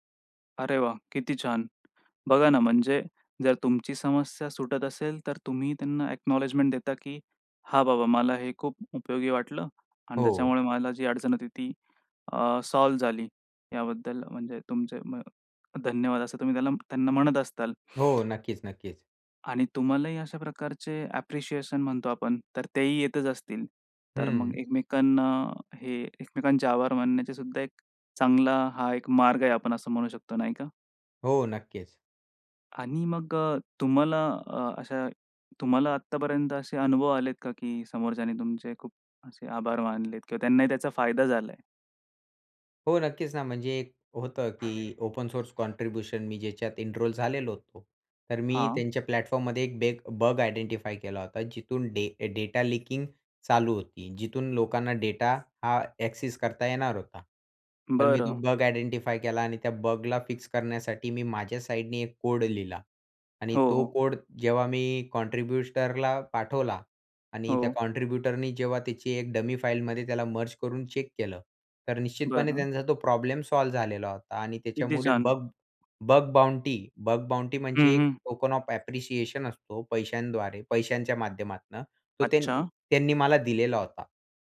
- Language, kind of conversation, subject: Marathi, podcast, ऑनलाइन समुदायामुळे तुमच्या शिक्षणाला कोणते फायदे झाले?
- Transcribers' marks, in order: tapping; in English: "अ‍ॅक्नॉलेजमेंट"; in English: "सॉल्व्ह"; in English: "अ‍ॅप्रिशिएशन"; other background noise; in English: "ओपन सोर्स कॉन्ट्रिब्युशन"; in English: "एनरोल"; in English: "प्लॅटफॉर्ममध्ये"; in English: "आइडेंटिफाई"; in English: "डेटा लीकिंग"; in English: "अ‍ॅक्सेस"; in English: "आइडेंटिफाई"; in English: "कॉन्ट्रिब्युटरला"; in English: "कॉन्ट्रिब्युटरनी"; in English: "मर्ज"; in English: "चेक"; in English: "सॉल्व्ह"; other noise; in English: "बग बग बाउंटी बग बाउंटी"; in English: "टोकन ऑफ अ‍ॅप्रेसिएशन"